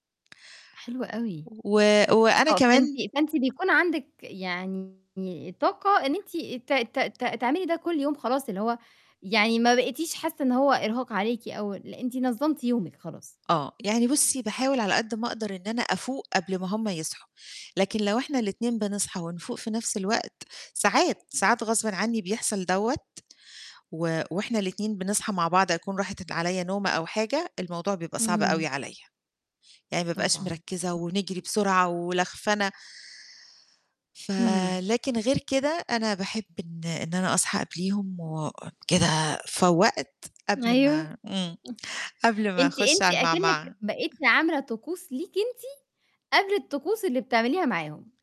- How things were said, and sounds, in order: distorted speech; tapping; other noise; other background noise; chuckle
- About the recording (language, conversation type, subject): Arabic, podcast, إيه طقوسك الصبح مع ولادك لو عندك ولاد؟